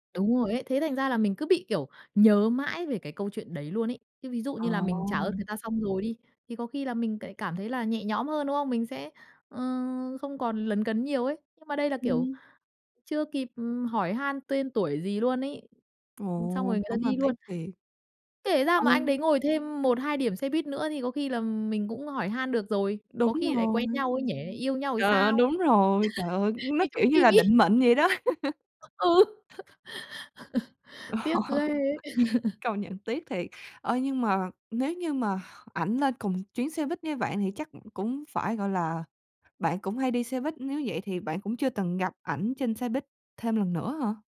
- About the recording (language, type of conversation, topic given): Vietnamese, podcast, Bạn có thể kể lại lần bạn gặp một người đã giúp bạn trong lúc khó khăn không?
- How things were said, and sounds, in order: other background noise; tapping; chuckle; chuckle; laughing while speaking: "Ừ"; chuckle; laugh